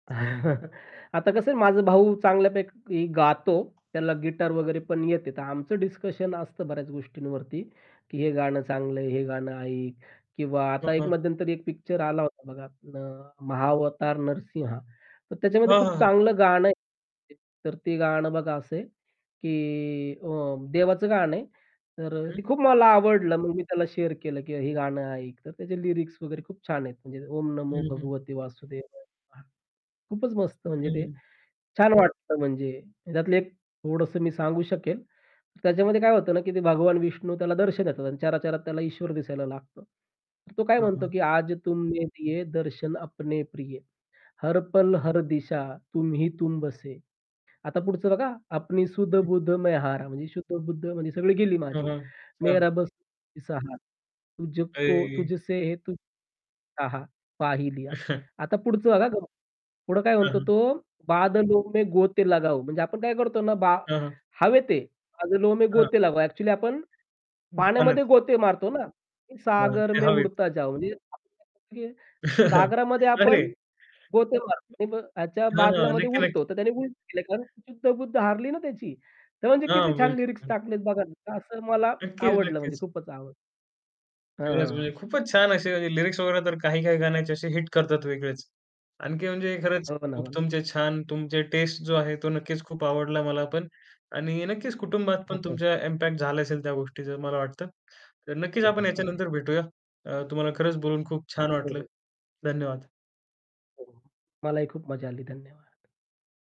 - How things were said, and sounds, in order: static; chuckle; distorted speech; tapping; other background noise; in English: "शेअर"; in English: "लिरिक्स"; in Hindi: "आज तुमने दिये, दर्शन अपने … तुम्ही तुम बसे"; in Hindi: "अपनी सुध बुध मैं हारा"; in Hindi: "मेरा बस तूही सहारा"; unintelligible speech; chuckle; unintelligible speech; in Hindi: "बादलो में गोते लगाओ"; in Hindi: "बादलो में गोते लगा"; in Hindi: "सागर में उडता जाऊ"; unintelligible speech; chuckle; in English: "लिरिक्स"; in English: "लिरिक्स"; unintelligible speech; in English: "इम्पॅक्ट"
- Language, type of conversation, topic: Marathi, podcast, तुझ्या संगीताच्या आवडी घडण्यात कुटुंबाचं काही योगदान आहे का?